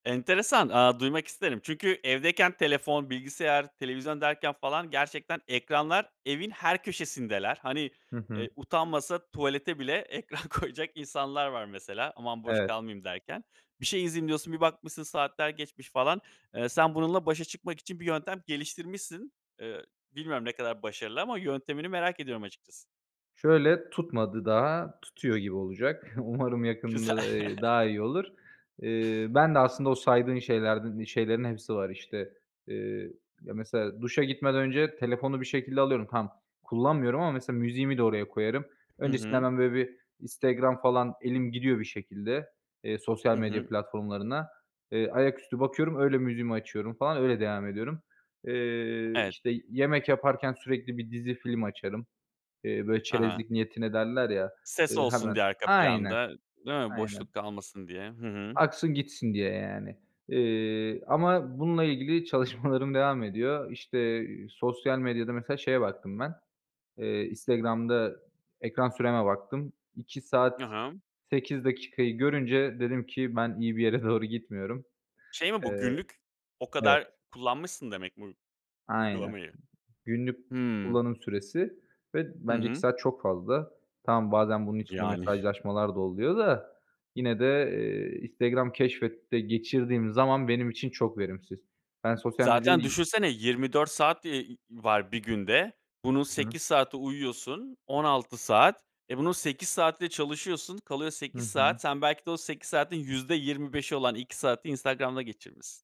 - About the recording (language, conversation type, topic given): Turkish, podcast, Evde ekran süresini nasıl dengeliyorsunuz?
- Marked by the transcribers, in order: other background noise; laughing while speaking: "koyacak"; laughing while speaking: "Umarım"; laughing while speaking: "Güzel"; chuckle; laughing while speaking: "çalışmalarım"; chuckle